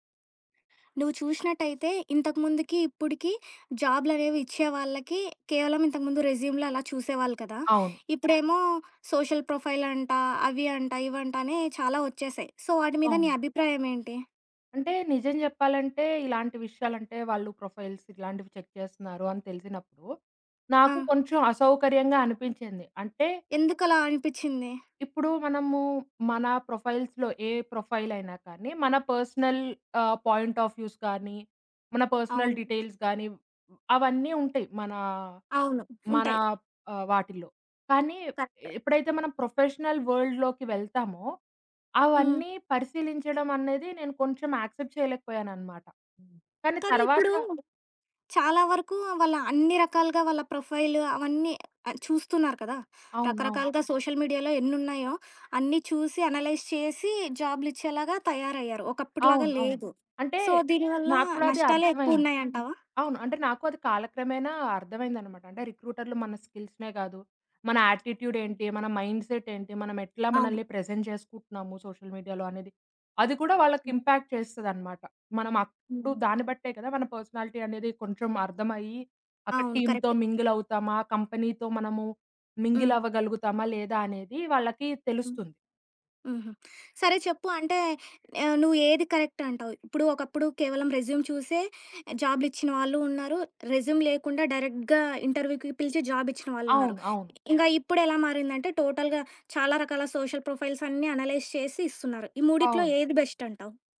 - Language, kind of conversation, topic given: Telugu, podcast, రిక్రూటర్లు ఉద్యోగాల కోసం అభ్యర్థుల సామాజిక మాధ్యమ ప్రొఫైల్‌లను పరిశీలిస్తారనే భావనపై మీ అభిప్రాయం ఏమిటి?
- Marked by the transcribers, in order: in English: "రెస్యూమ్‌లో"; in English: "సోషల్ ప్రొఫైల్"; in English: "సో"; in English: "ప్రొఫైల్స్"; in English: "చెక్"; in English: "ప్రొఫైల్స్‌లొ"; in English: "పర్సనల్"; in English: "పాయింట్ ఆఫ్ వ్యూస్"; other background noise; in English: "పర్సనల్ డీటెయిల్స్"; in English: "కరెక్ట్"; in English: "ప్రొఫెషనల్ వరల్డ్"; in English: "యాక్సెప్ట్"; in English: "సోషల్ మీడియాలో"; in English: "అనలైజ్"; in English: "సో"; in English: "స్కిల్స్‌నే"; in English: "యాటిట్యూడ్"; in English: "మైండ్‌సెట్"; in English: "ప్రెజెంట్"; in English: "సోషల్ మీడియాలో"; in English: "ఇంపాక్ట్"; in English: "పర్సనాలిటీ"; in English: "కరెక్ట్"; in English: "టీమ్‌తో మింగిల్"; in English: "కంపెనీ‌తో"; in English: "మింగిల్"; in English: "కరెక్ట్"; in English: "రెజ్యూమ్"; in English: "జాబ్‌లిచ్చిన"; in English: "రెజ్యూమ్"; in English: "డైరెక్ట్‌గా ఇంటర్వ్యూకి"; in English: "టోటల్‌గా"; in English: "సోషల్"; in English: "అనలైజ్"; in English: "బెస్ట్"